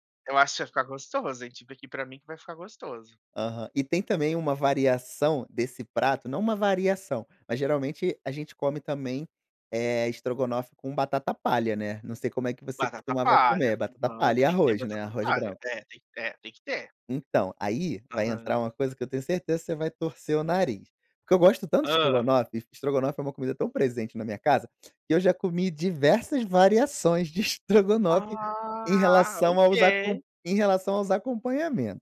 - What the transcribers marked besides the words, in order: none
- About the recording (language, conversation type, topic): Portuguese, podcast, Qual erro culinário virou uma descoberta saborosa para você?